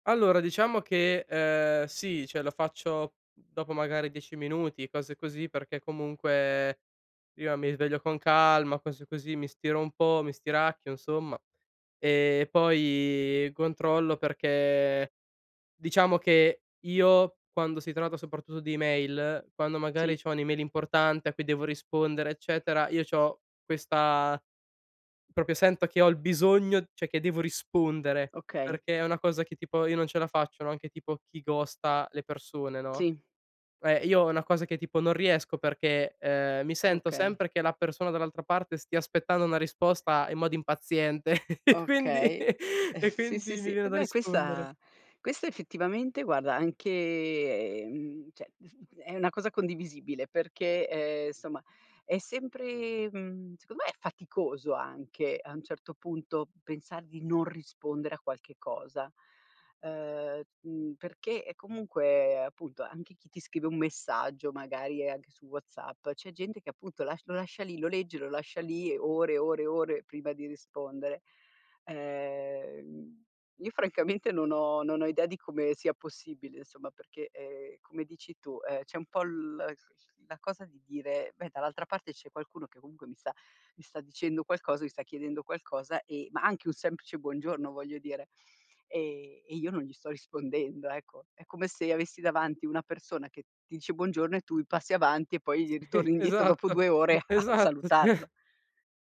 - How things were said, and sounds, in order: "proprio" said as "propio"; other background noise; "cioè" said as "ceh"; tapping; in English: "ghosta"; chuckle; laughing while speaking: "e quindi"; chuckle; drawn out: "anche"; "cioè" said as "ceh"; other noise; chuckle; laughing while speaking: "Esatto"; laughing while speaking: "a"; laughing while speaking: "sì"
- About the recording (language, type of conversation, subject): Italian, podcast, Che rapporto hai con il tuo smartphone nella vita di tutti i giorni?